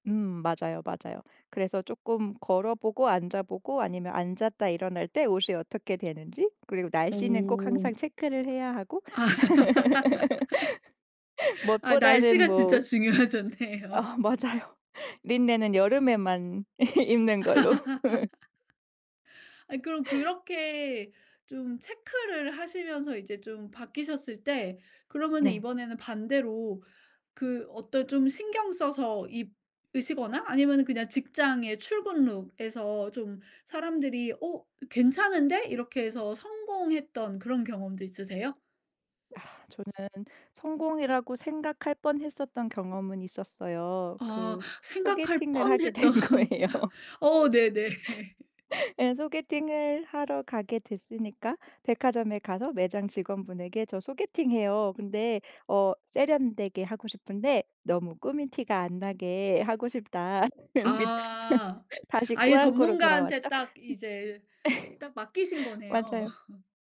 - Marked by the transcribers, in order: other background noise; tapping; laugh; laughing while speaking: "중요해졌네요"; laugh; laugh; laughing while speaking: "입는 걸로"; laugh; laughing while speaking: "뻔했던"; laughing while speaking: "된 거예요"; laughing while speaking: "네네"; laugh; laugh; laugh
- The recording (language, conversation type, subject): Korean, podcast, 스타일링에 실패했던 경험을 하나 들려주실래요?